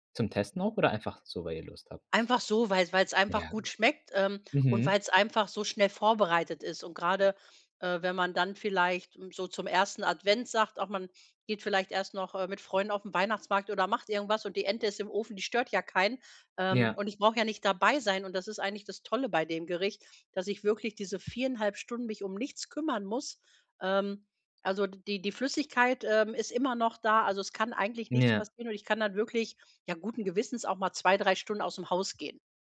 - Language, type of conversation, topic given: German, podcast, Welche Rolle spielen Feiertage für eure Familienrezepte?
- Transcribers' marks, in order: tapping